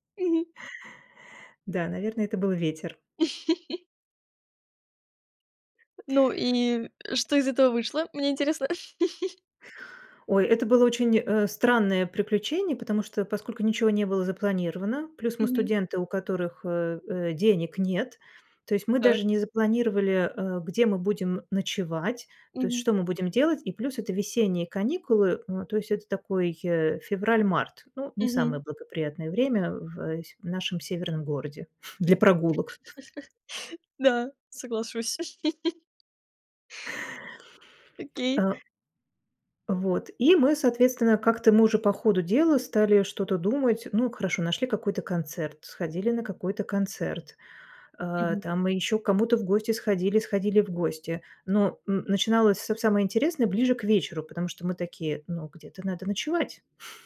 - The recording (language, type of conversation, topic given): Russian, podcast, Каким было ваше приключение, которое началось со спонтанной идеи?
- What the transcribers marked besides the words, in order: chuckle; other background noise; laugh; chuckle; laugh; laugh; tapping